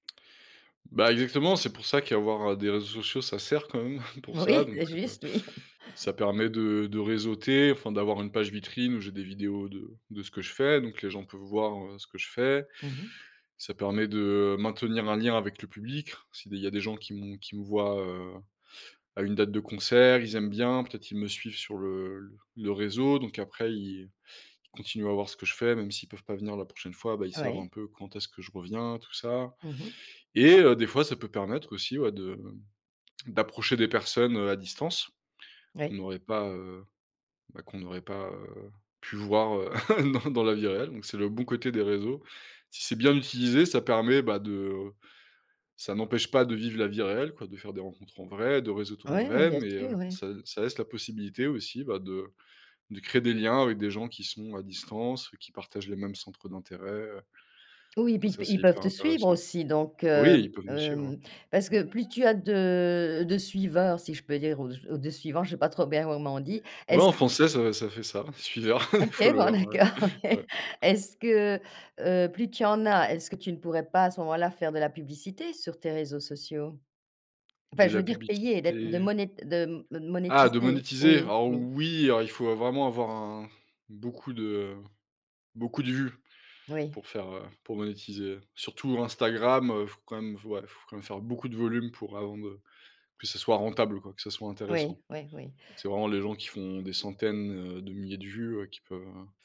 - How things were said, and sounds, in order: laughing while speaking: "Oui, c'est juste, oui"; chuckle; chuckle; tapping; chuckle; in English: "follower"; laughing while speaking: "d'accord, OK"
- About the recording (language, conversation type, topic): French, podcast, Comment gères-tu tes notifications au quotidien ?